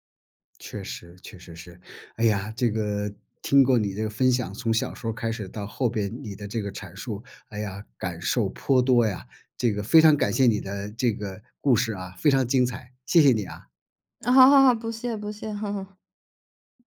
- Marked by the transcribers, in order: laugh; laughing while speaking: "哦，不谢不谢"; laugh; other background noise
- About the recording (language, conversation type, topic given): Chinese, podcast, 你最早一次亲近大自然的记忆是什么？